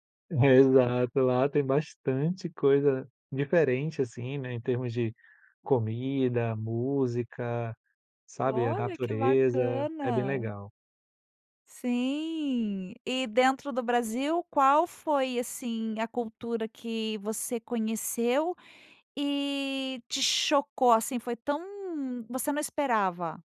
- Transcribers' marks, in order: none
- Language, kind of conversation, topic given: Portuguese, podcast, O que te fascina em viajar e conhecer outras culturas?